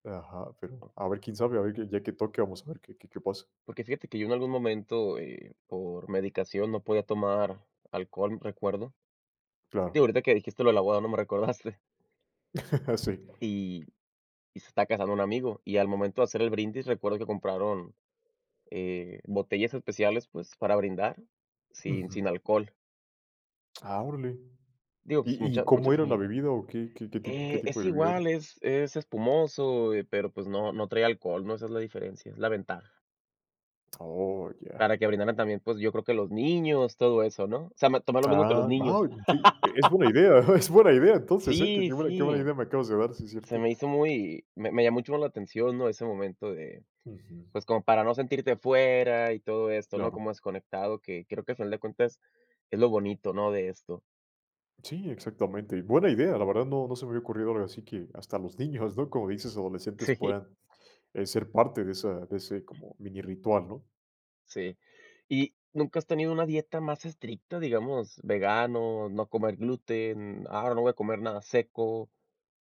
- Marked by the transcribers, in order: other background noise; laugh; tapping; chuckle; laugh; laughing while speaking: "Sí"
- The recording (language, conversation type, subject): Spanish, podcast, ¿Cómo manejas las alergias o dietas especiales en una reunión?